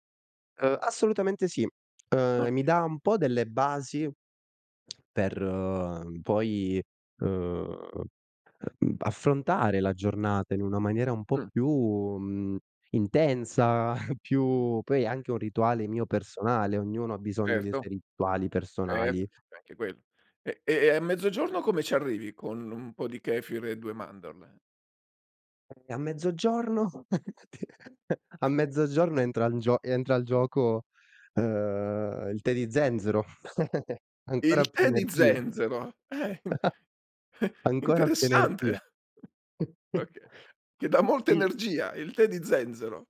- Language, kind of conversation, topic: Italian, podcast, Com’è davvero la tua routine mattutina?
- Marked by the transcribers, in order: drawn out: "ehm"; other background noise; snort; chuckle; chuckle; chuckle; chuckle